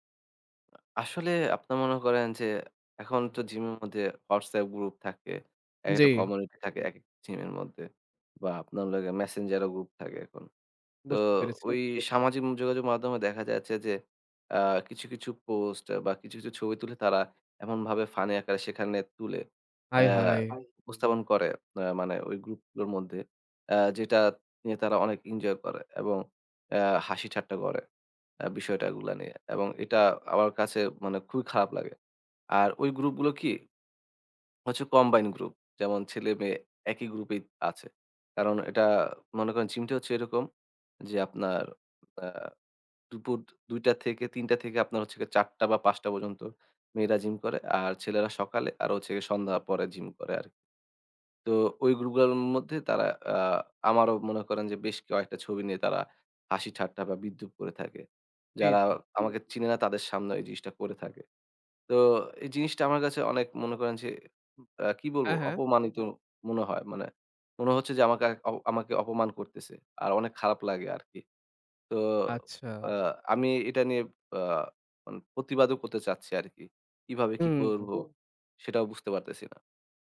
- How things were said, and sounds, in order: tapping; other background noise; "সামাজিক" said as "সামাজিম"
- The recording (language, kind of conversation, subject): Bengali, advice, জিমে লজ্জা বা অন্যদের বিচারে অস্বস্তি হয় কেন?